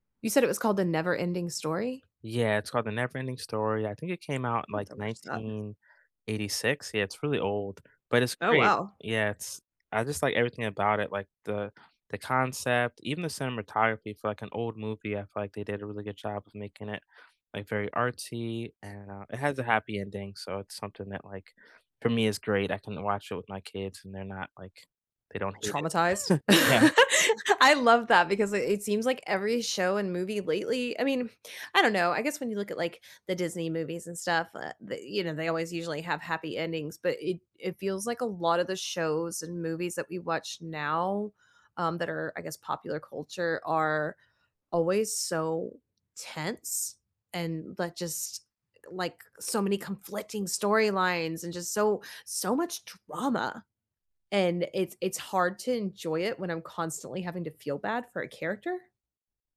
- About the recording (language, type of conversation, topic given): English, unstructured, Which TV shows or movies do you rewatch for comfort?
- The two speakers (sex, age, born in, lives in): female, 40-44, United States, United States; male, 40-44, United States, United States
- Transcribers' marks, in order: tapping; other background noise; laugh; chuckle; laughing while speaking: "Yeah"; background speech; stressed: "conflicting"; stressed: "drama"